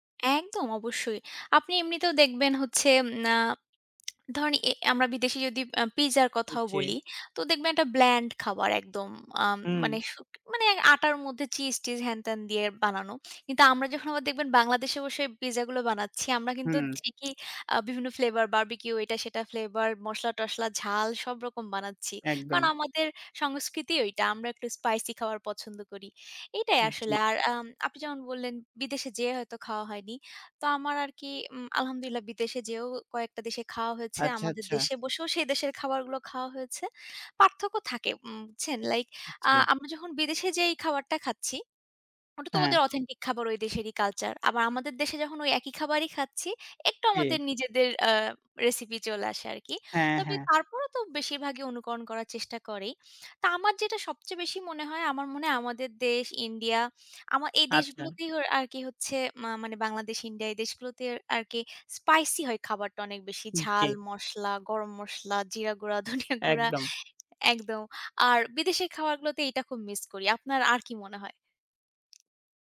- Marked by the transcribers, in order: other background noise; tapping; laughing while speaking: "ধনিয়া গুঁড়া"
- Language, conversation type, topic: Bengali, unstructured, বিভিন্ন দেশের খাবারের মধ্যে আপনার কাছে সবচেয়ে বড় পার্থক্যটা কী বলে মনে হয়?